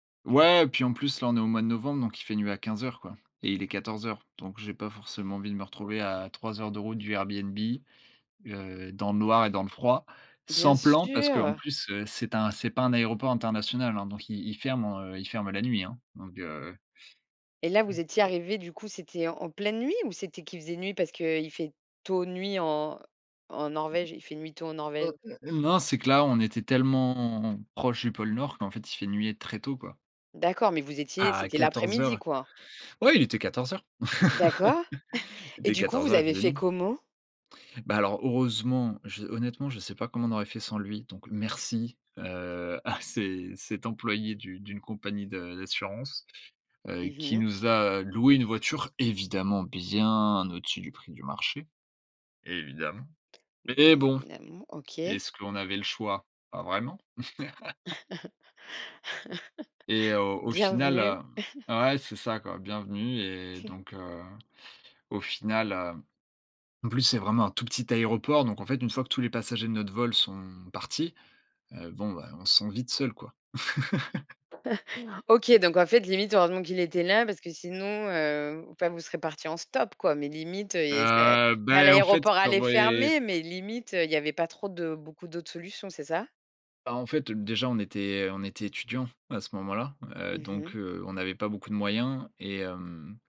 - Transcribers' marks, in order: other background noise; drawn out: "tellement"; tapping; chuckle; stressed: "merci"; stressed: "bien"; laugh; chuckle; chuckle; chuckle; chuckle
- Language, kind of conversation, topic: French, podcast, Quelle aventure imprévue t’est arrivée pendant un voyage ?